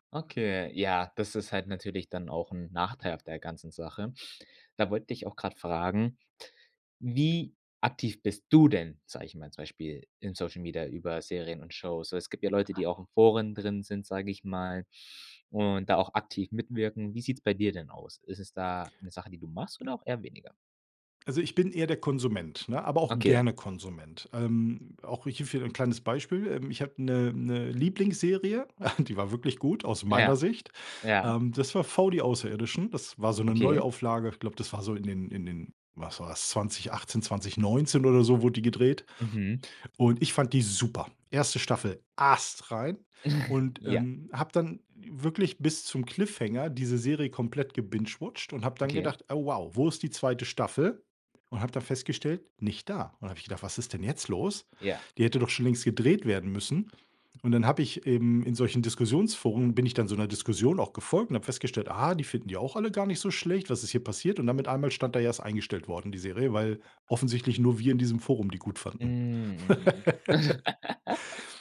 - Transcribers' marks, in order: stressed: "du"; chuckle; giggle; laugh
- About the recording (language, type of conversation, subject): German, podcast, Wie verändern soziale Medien die Diskussionen über Serien und Fernsehsendungen?